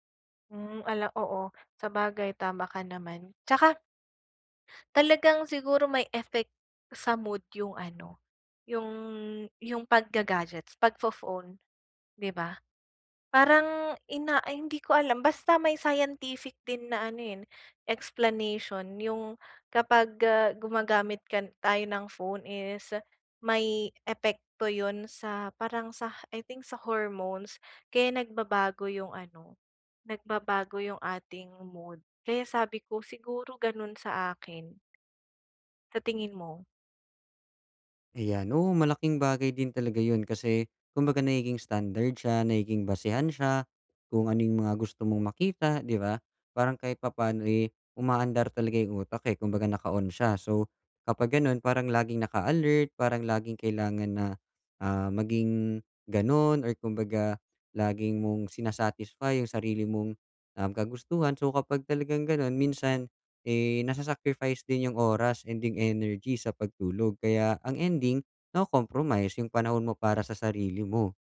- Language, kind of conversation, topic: Filipino, advice, Bakit hindi ako makahanap ng tamang timpla ng pakiramdam para magpahinga at mag-relaks?
- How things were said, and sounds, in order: none